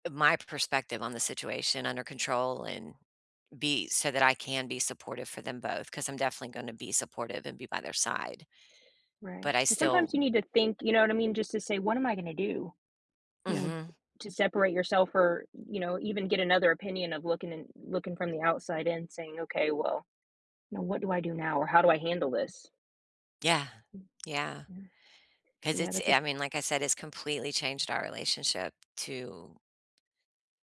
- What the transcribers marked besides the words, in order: none
- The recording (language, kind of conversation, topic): English, unstructured, How do you handle disagreements in a relationship?